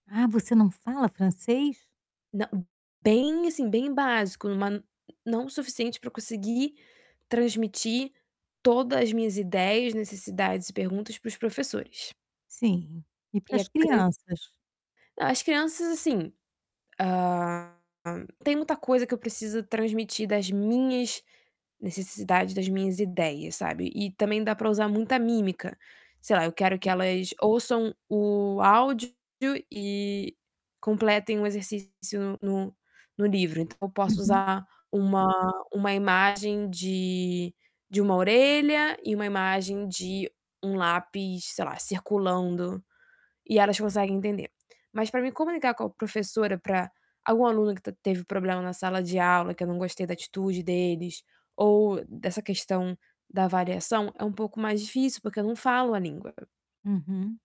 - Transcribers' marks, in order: distorted speech; static; tapping
- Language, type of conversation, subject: Portuguese, advice, Como posso me sentir valioso mesmo quando não atinjo minhas metas?